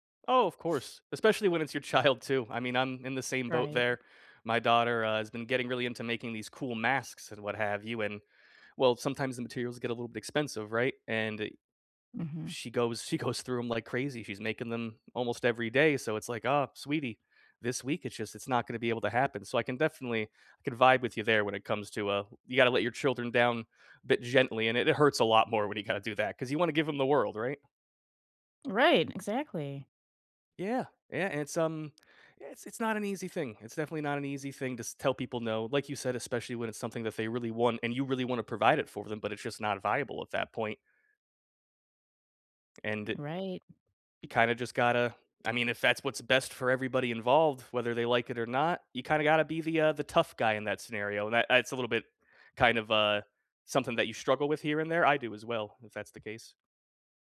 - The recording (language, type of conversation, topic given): English, unstructured, What is a good way to say no without hurting someone’s feelings?
- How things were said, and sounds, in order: laughing while speaking: "child"; laughing while speaking: "goes"; tapping